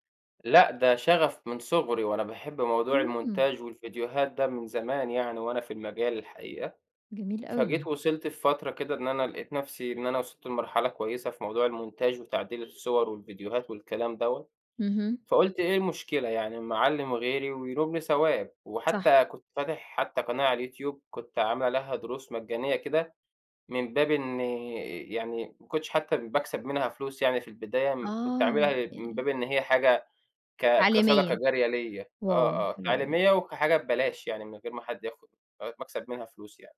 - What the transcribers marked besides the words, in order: in French: "المونتاج"; in French: "المونتاج"; horn; in English: "واو"
- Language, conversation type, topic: Arabic, podcast, تحكيلي إزاي بدأتي تعملي محتوى على السوشيال ميديا؟